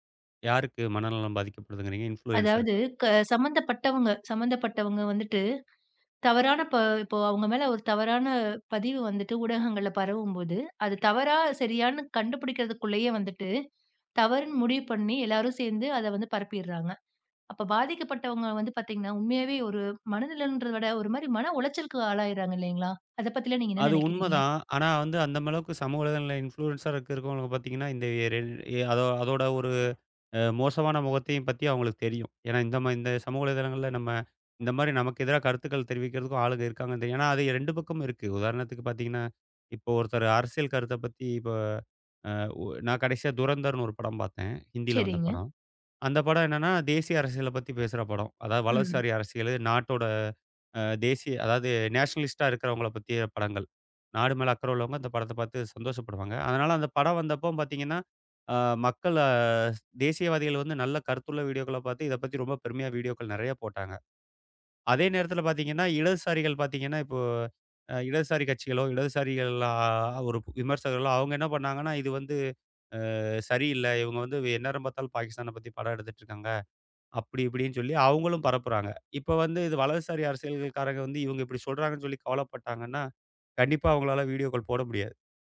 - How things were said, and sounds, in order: in English: "இன்ஃப்ளுயன்ஸர்க்கா?"; tapping; "அளவுக்குச்" said as "மளவுக்கு"; in English: "இன்ஃப்ளுயன்ஸரா"; in Hindi: "துரந்தர்ன்னு"; in English: "நேஷ்னலிஸ்ட்டா"
- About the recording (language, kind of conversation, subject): Tamil, podcast, சமூக ஊடகங்கள் எந்த அளவுக்கு கலாச்சாரத்தை மாற்றக்கூடும்?